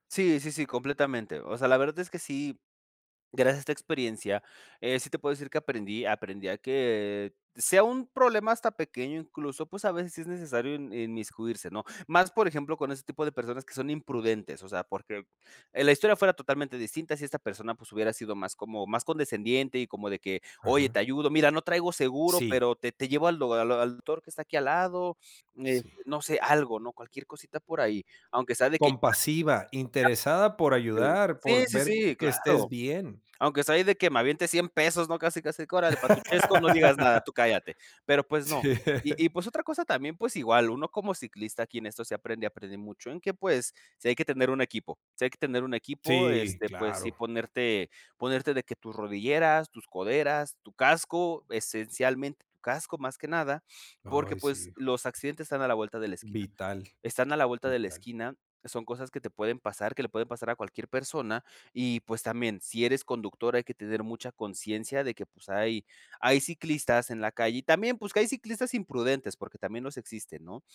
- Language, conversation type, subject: Spanish, podcast, ¿Qué accidente recuerdas, ya sea en bicicleta o en coche?
- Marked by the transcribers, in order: other background noise; laugh; laughing while speaking: "Sí"; chuckle